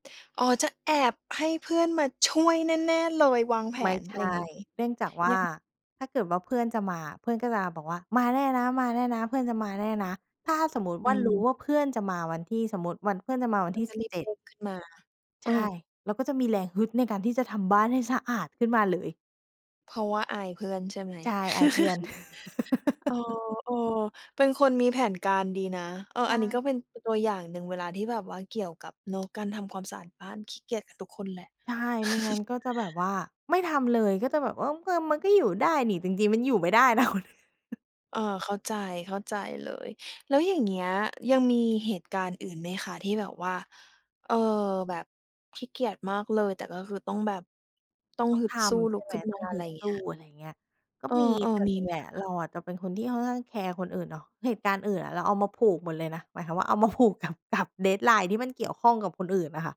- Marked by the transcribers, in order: stressed: "ช่วย"; chuckle; laugh; chuckle; laughing while speaking: "แล้ว"; chuckle; laughing while speaking: "กับ กับ"
- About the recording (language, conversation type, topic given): Thai, podcast, จะสร้างแรงฮึดตอนขี้เกียจได้อย่างไรบ้าง?